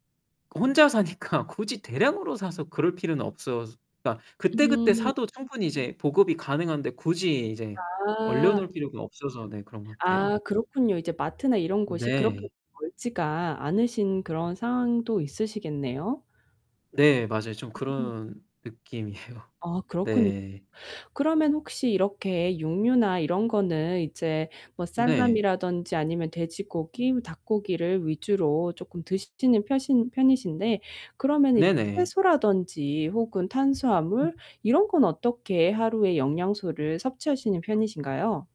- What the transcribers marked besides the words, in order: laughing while speaking: "사니까"; distorted speech; other background noise; laughing while speaking: "느낌이에요"
- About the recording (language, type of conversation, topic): Korean, advice, 식비를 절약하면서도 건강하게 먹기 어려운 이유는 무엇인가요?